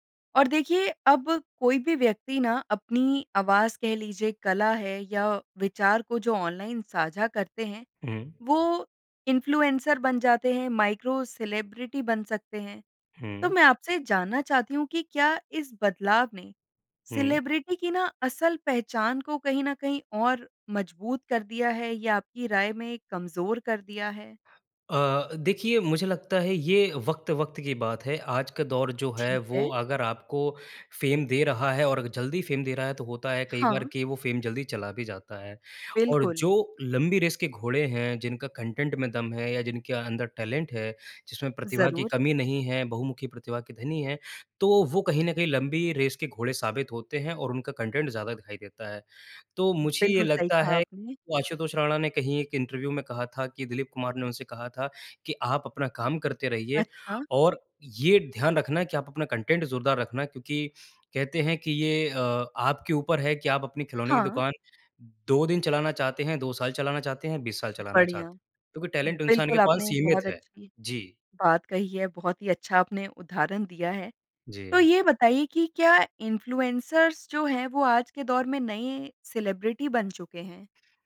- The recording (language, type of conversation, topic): Hindi, podcast, सोशल मीडिया ने सेलिब्रिटी संस्कृति को कैसे बदला है, आपके विचार क्या हैं?
- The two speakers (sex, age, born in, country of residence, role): female, 25-29, India, India, host; male, 25-29, India, India, guest
- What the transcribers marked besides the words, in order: in English: "इन्फ़्लुएन्सर"; in English: "माइक्रो सेलिब्रिटी"; in English: "सेलिब्रिटी"; in English: "फ़ेम"; in English: "फ़ेम"; in English: "फ़ेम"; in English: "कंटेन्ट"; in English: "टैलेंट"; in English: "कंटेन्ट"; in English: "कंटेन्ट"; in English: "टैलेंट"; in English: "सेलिब्रिटी"